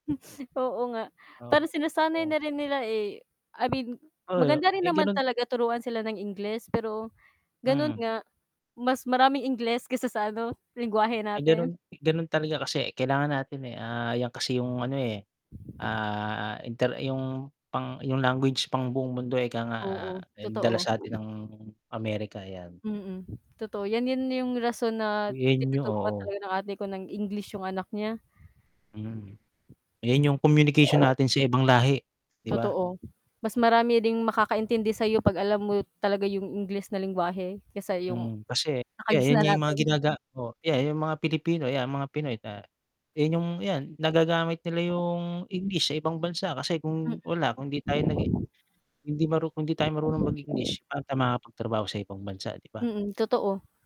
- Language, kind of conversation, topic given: Filipino, unstructured, Anong simpleng gawain ang nagpapasaya sa iyo araw-araw?
- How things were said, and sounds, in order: static; tapping; distorted speech